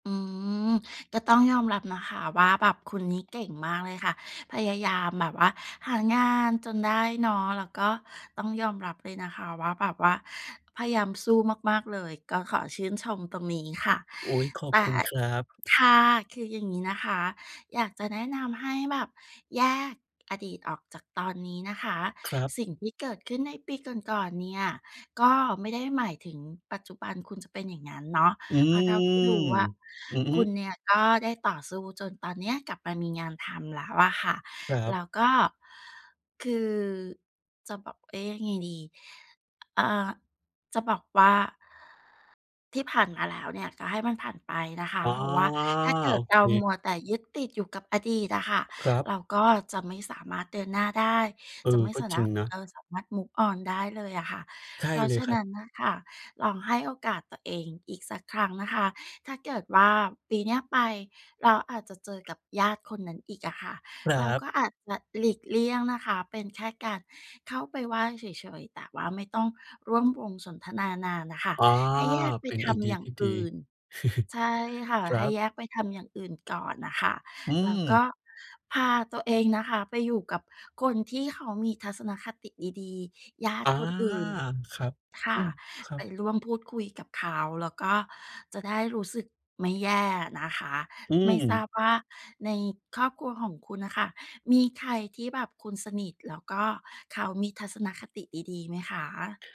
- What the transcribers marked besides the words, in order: drawn out: "อืม"; drawn out: "อา"; in English: "move on"; chuckle; other background noise
- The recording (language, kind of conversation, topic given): Thai, advice, ฉันรู้สึกกดดันในช่วงเทศกาลและวันหยุด ควรทำอย่างไร?